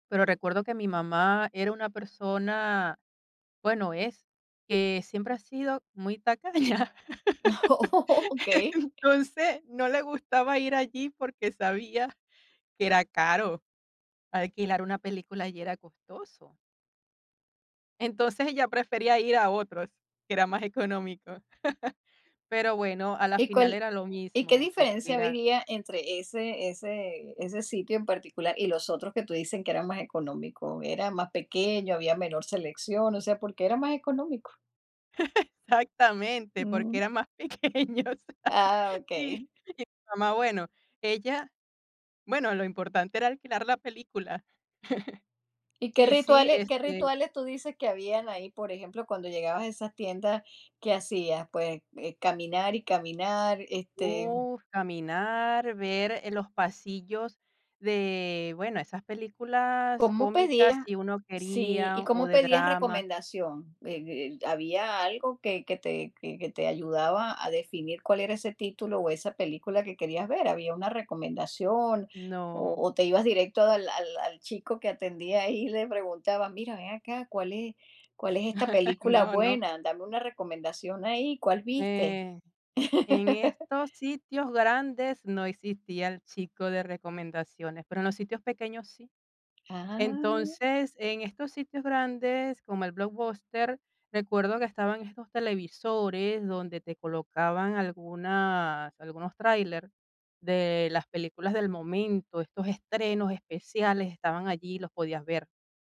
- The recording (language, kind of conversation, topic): Spanish, podcast, ¿Qué tienda de discos o videoclub extrañas?
- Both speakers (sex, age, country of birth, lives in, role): female, 50-54, Venezuela, Italy, guest; female, 55-59, Venezuela, United States, host
- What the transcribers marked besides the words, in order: laughing while speaking: "tacaña"; laugh; laugh; laugh; laughing while speaking: "pequeños"; laugh; chuckle; laughing while speaking: "ahí"; laugh; laugh; tapping